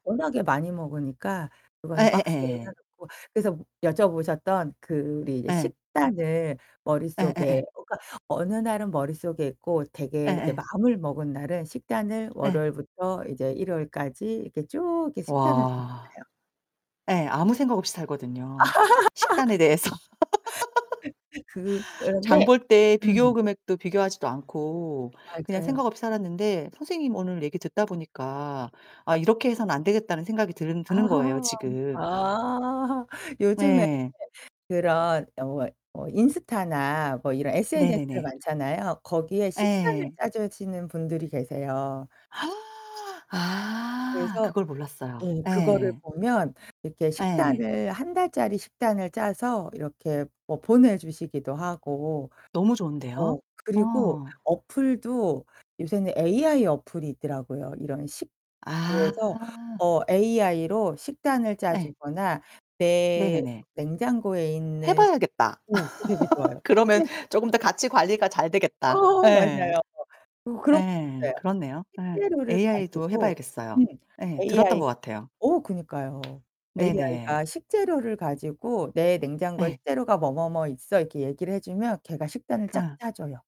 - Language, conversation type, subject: Korean, podcast, 식비를 잘 관리하고 장을 효율적으로 보는 요령은 무엇인가요?
- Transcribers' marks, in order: distorted speech; tapping; unintelligible speech; laugh; laughing while speaking: "대해서"; laugh; laugh; other background noise; gasp; unintelligible speech; laugh